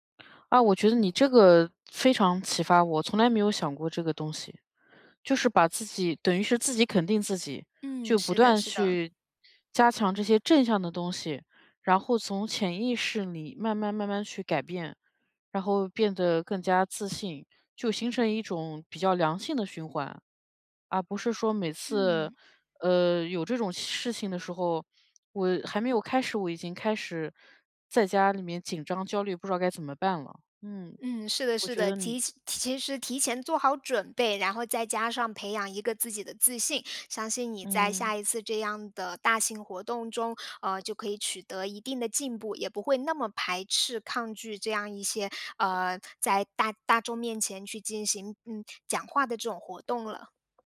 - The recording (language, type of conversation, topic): Chinese, advice, 在群体中如何更自信地表达自己的意见？
- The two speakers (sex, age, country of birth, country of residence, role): female, 30-34, China, Germany, advisor; female, 35-39, China, France, user
- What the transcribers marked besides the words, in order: none